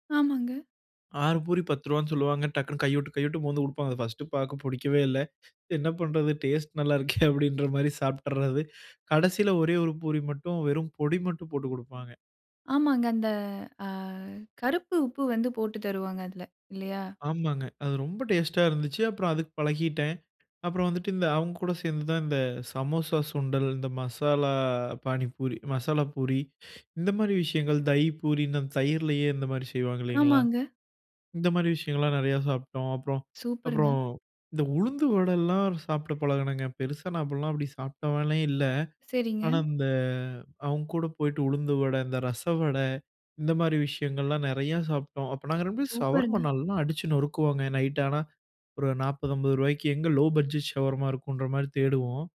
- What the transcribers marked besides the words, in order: chuckle; tapping; other background noise
- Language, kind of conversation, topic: Tamil, podcast, அங்குள்ள தெரு உணவுகள் உங்களை முதன்முறையாக எப்படி கவர்ந்தன?